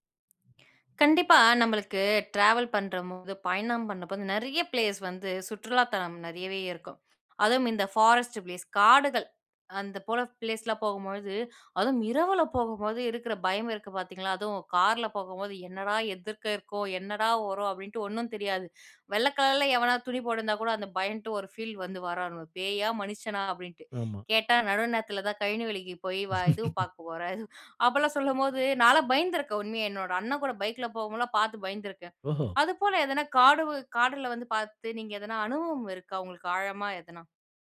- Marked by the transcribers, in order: tongue click; in English: "ட்ராவல்"; in English: "பிளேஸ்"; in English: "ஃபாரஸ்ட் பிளேஸ்"; in English: "பிளேஸ்லாம்"; "பயந்துட்டு" said as "பயன்ட்டு"; snort
- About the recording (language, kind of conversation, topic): Tamil, podcast, காட்டில் உங்களுக்கு ஏற்பட்ட எந்த அனுபவம் உங்களை மனதார ஆழமாக உலுக்கியது?